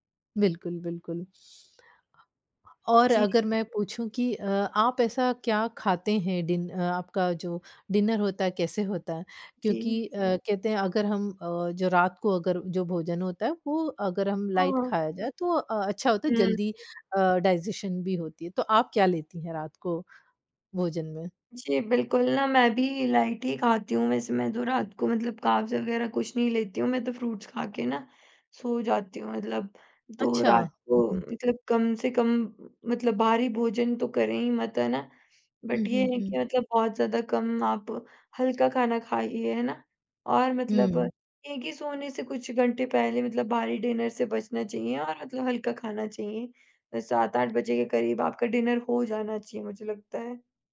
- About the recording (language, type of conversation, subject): Hindi, podcast, सुबह जल्दी उठने की कोई ट्रिक बताओ?
- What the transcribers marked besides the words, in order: other background noise; tapping; in English: "डिनर"; in English: "लाइट"; in English: "डाइजेशन"; in English: "लाइट"; in English: "कार्ब्स"; in English: "फ्रूट्स"; other noise; in English: "बट"; in English: "डिनर"; in English: "डिनर"